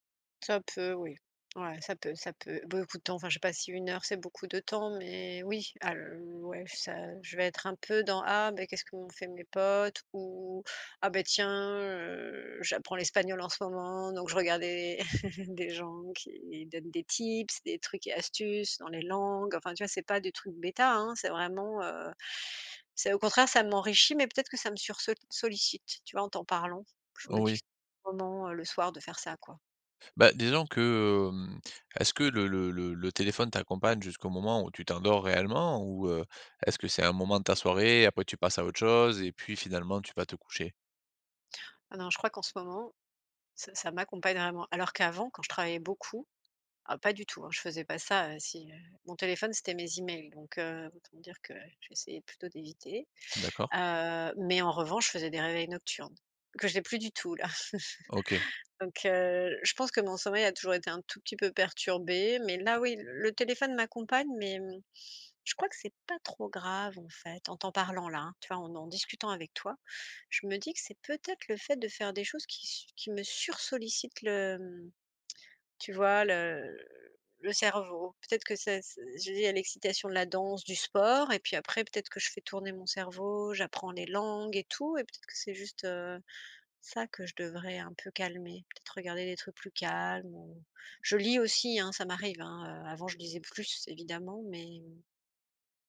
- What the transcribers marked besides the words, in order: chuckle; chuckle
- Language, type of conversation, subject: French, advice, Comment améliorer ma récupération et gérer la fatigue pour dépasser un plateau de performance ?